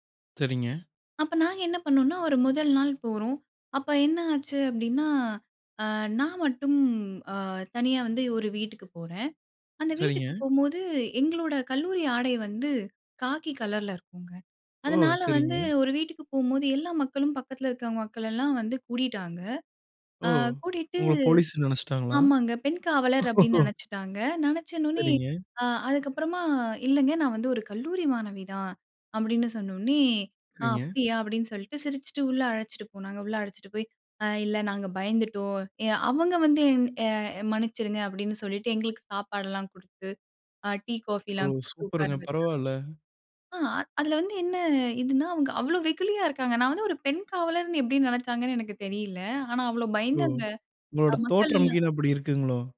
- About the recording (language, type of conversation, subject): Tamil, podcast, ஒரு ஊர் வீட்டில் தங்கி இருந்த போது நீங்கள் என்ன கற்றுக்கொண்டீர்கள்?
- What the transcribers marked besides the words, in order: chuckle; laughing while speaking: "அவுங்க அவ்வளோ வெகுளியா இருக்காங்க. நான் … நெனச்சாங்கன்னு எனக்குத் தெரியல்லை!"; unintelligible speech